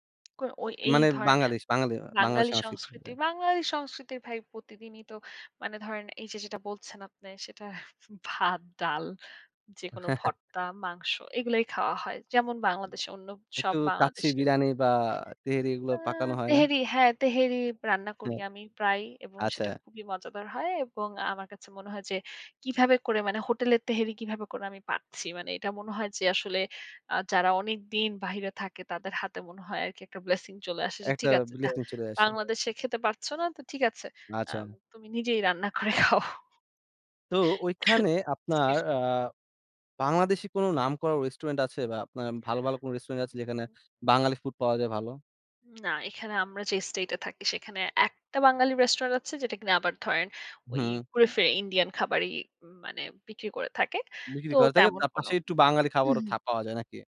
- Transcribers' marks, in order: tapping; other background noise; laughing while speaking: "সেটা ভাত"; other noise; in English: "blessing"; in English: "blessing"; laughing while speaking: "করে খাও"; sneeze
- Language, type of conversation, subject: Bengali, podcast, তুমি কি কখনো নিজেকে দুই সংস্কৃতির টানাপোড়েনে বিভক্ত মনে করেছো?